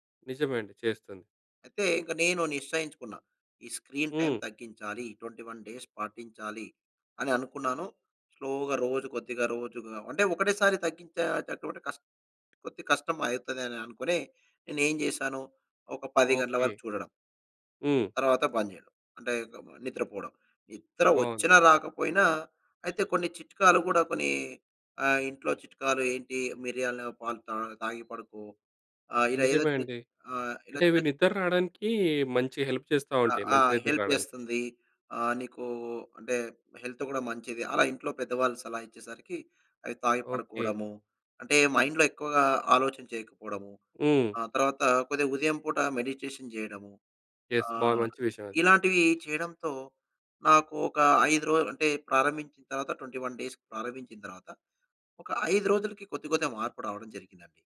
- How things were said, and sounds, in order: in English: "స్క్రీన్ టైమ్"; in English: "ట్వెంటీ వన్ డేస్"; in English: "స్లోగా"; in English: "హెల్ప్"; in English: "హెల్ప్"; in English: "మైండ్‌లో"; other background noise; in English: "మెడిటేషన్"; in English: "యస్"; in English: "ట్వెంటీ వన్ డేస్‌కి"
- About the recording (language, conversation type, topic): Telugu, podcast, బాగా నిద్రపోవడానికి మీరు రాత్రిపూట పాటించే సరళమైన దైనందిన క్రమం ఏంటి?